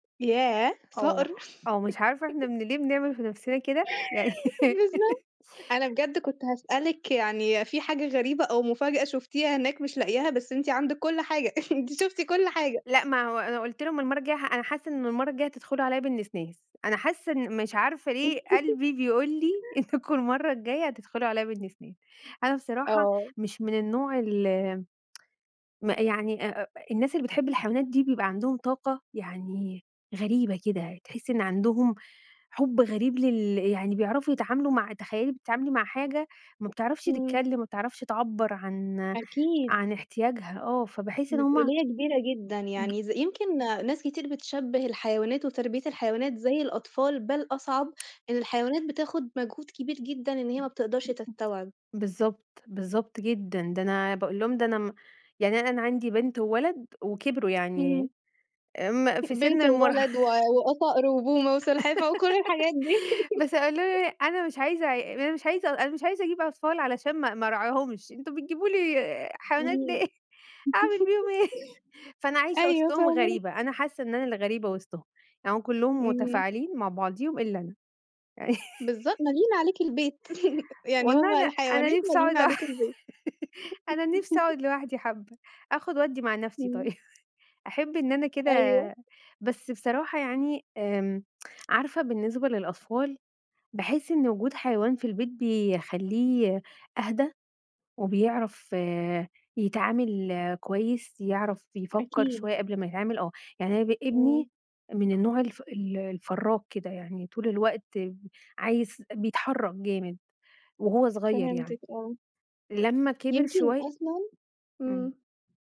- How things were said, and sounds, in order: laugh; chuckle; laughing while speaking: "بالضبط"; giggle; chuckle; tsk; laugh; unintelligible speech; laughing while speaking: "إنكم"; tsk; other background noise; unintelligible speech; tapping; chuckle; laughing while speaking: "المراه"; giggle; laugh; chuckle; laugh; laughing while speaking: "أعمل بيهم إيه؟"; chuckle; laugh; chuckle; laughing while speaking: "لوح"; laugh; chuckle; chuckle
- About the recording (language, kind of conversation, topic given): Arabic, podcast, تحكي لنا عن موقف حصل لك في سوق قريب منك وشفت فيه حاجة ما شفتهاش قبل كده؟